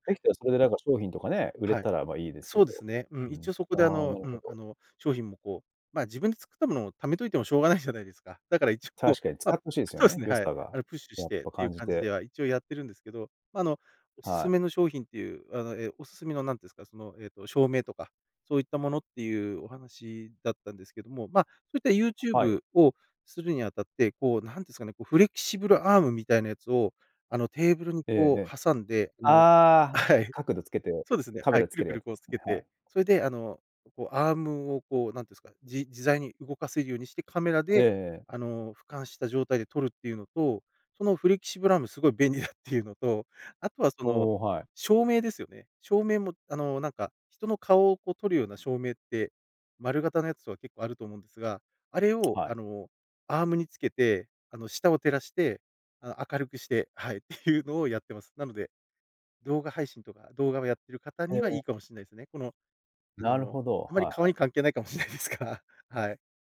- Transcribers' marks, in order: chuckle; in English: "フレキシブルアーム"; chuckle; in English: "アーム"; in English: "フレキシブルアーム"; chuckle; tapping; in English: "アーム"; chuckle; chuckle
- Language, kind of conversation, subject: Japanese, podcast, 作業スペースはどのように整えていますか？